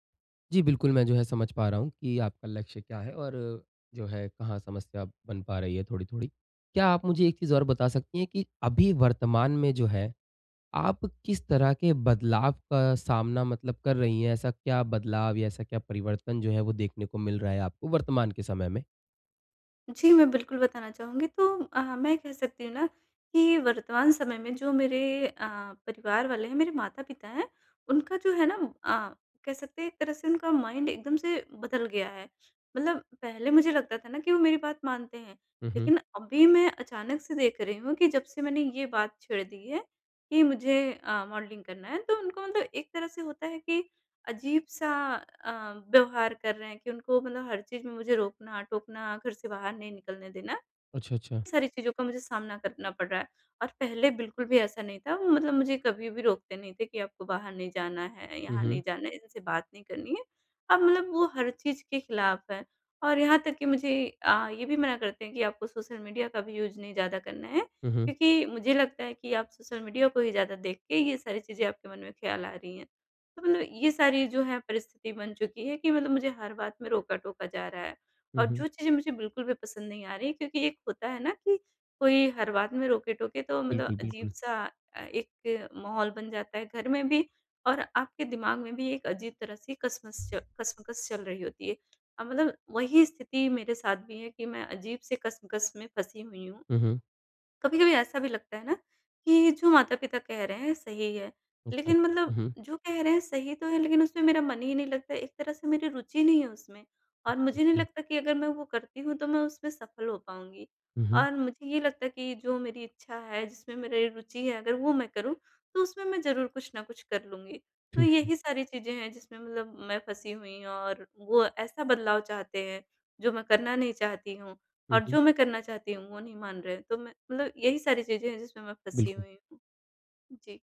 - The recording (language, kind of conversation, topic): Hindi, advice, परिवर्तन के दौरान मैं अपने लक्ष्यों के प्रति प्रेरणा कैसे बनाए रखूँ?
- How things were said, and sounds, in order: in English: "माइंड"; in English: "यूज़"; other background noise; unintelligible speech